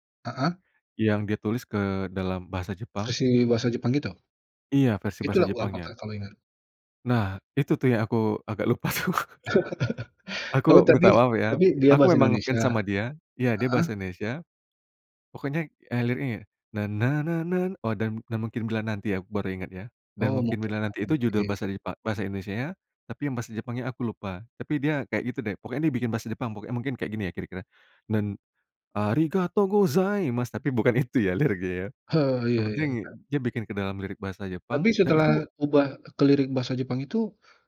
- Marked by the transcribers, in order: laughing while speaking: "tuh"; chuckle; singing: "na na na nan"; singing: "arigatou gozaimasu"; in Japanese: "arigatou gozaimasu"; laughing while speaking: "liriknya"
- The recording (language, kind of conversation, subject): Indonesian, podcast, Siapa musisi lokal favoritmu?